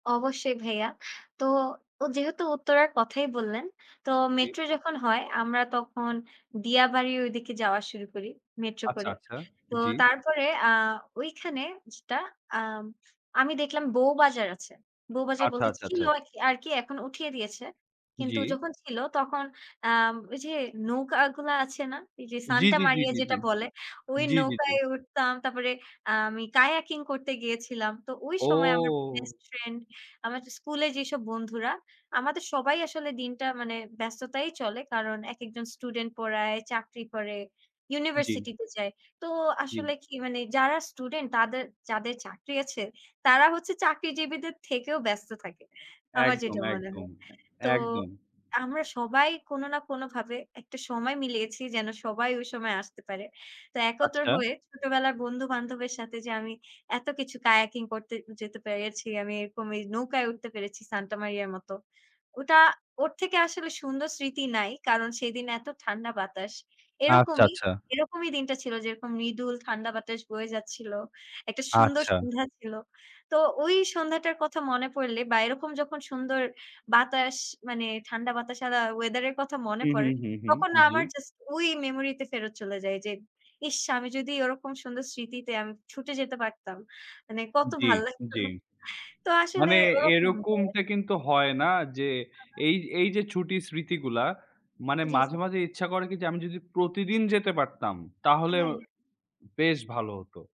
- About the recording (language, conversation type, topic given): Bengali, unstructured, আপনার প্রিয় ছুটির স্মৃতি কী?
- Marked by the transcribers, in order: other background noise; horn; "ছিল" said as "চিলো"; drawn out: "ও!"; "আলা" said as "আদা"; chuckle; unintelligible speech